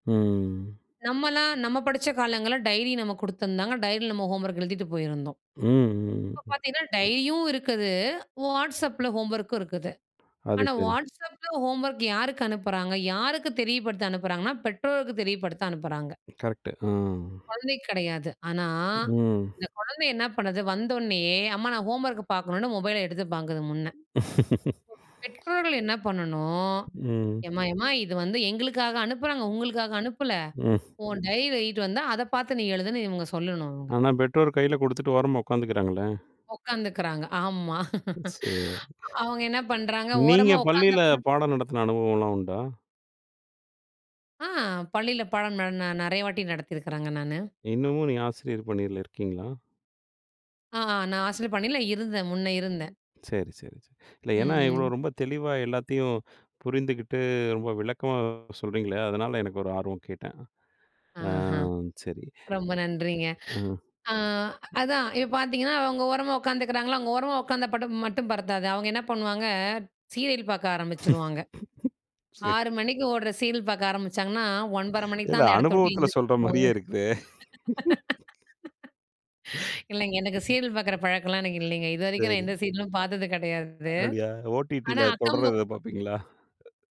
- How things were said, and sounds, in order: drawn out: "ம்"; other noise; tapping; in English: "ஹோம்வொர்க்"; in English: "ஹோம்வொர்க்கும்"; other background noise; in English: "ஹோம்வொர்க்க"; laugh; laughing while speaking: "ஒக்காந்துக்குறாங்க. ஆமா"; laugh; laughing while speaking: "இல்ல அனுபவத்தில சொல்ற மாரியே இருக்குதே!"; laugh; laughing while speaking: "இல்லைங்க. எனக்கு சீரியல் பாக்குற பழக்கம்லாம் … கிடையாது. ஆனா அக்கம்ப"
- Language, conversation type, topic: Tamil, podcast, தொழில்நுட்பம் கற்றலை எளிதாக்கினதா அல்லது சிரமப்படுத்தினதா?